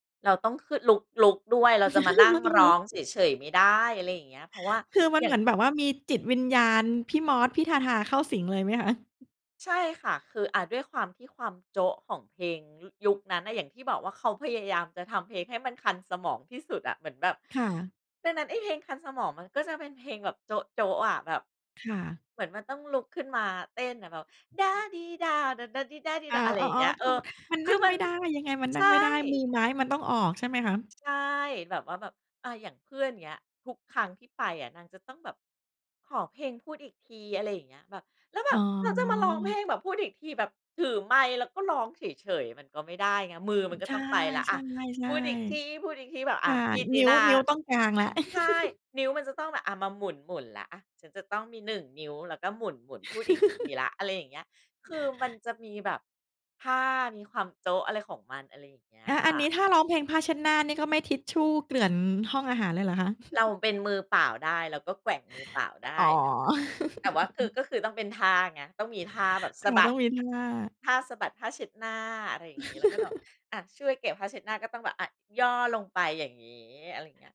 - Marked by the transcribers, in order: chuckle; chuckle; other background noise; singing: "ด้าดีด้าว โด่ดาดีด้าดีด้าว"; singing: "พูดอีกที พูดอีกที"; laugh; laugh; chuckle; laugh; laugh
- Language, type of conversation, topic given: Thai, podcast, เพลงอะไรที่ทำให้คุณนึกถึงวัยเด็กมากที่สุด?